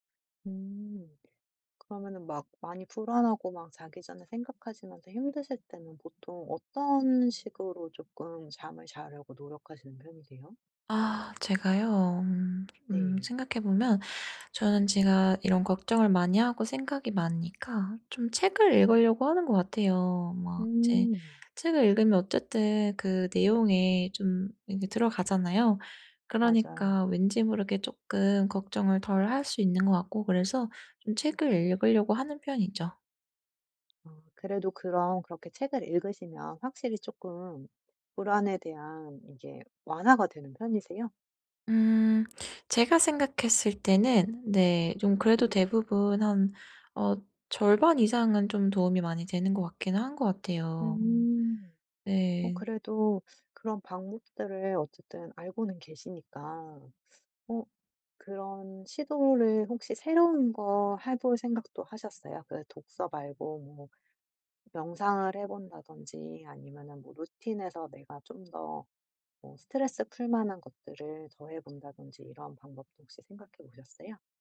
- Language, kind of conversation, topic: Korean, advice, 미래가 불확실해서 걱정이 많을 때, 일상에서 걱정을 줄일 수 있는 방법은 무엇인가요?
- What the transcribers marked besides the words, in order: other background noise